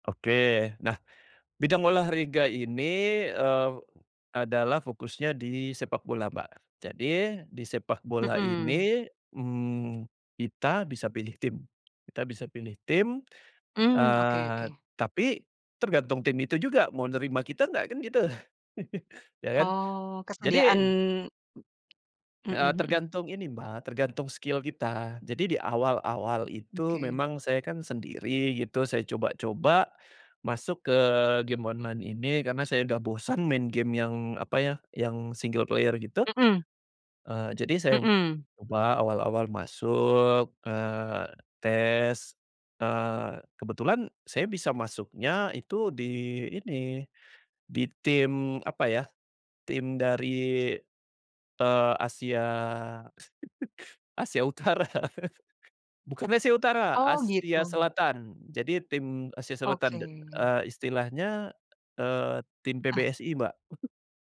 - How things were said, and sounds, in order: "olahraga" said as "olahriga"; chuckle; other background noise; in English: "skill"; in English: "player"; chuckle; chuckle
- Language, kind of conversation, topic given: Indonesian, podcast, Bagaimana kamu menyeimbangkan ide sendiri dengan ide tim?